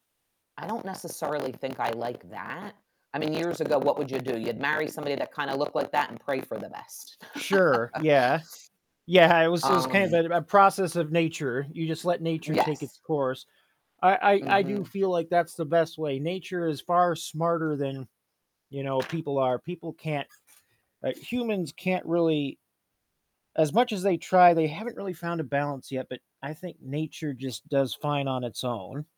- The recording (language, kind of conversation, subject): English, unstructured, How do you think society can balance the need for order with the desire for creativity and innovation?
- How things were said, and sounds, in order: distorted speech; other background noise; chuckle; laughing while speaking: "Yeah"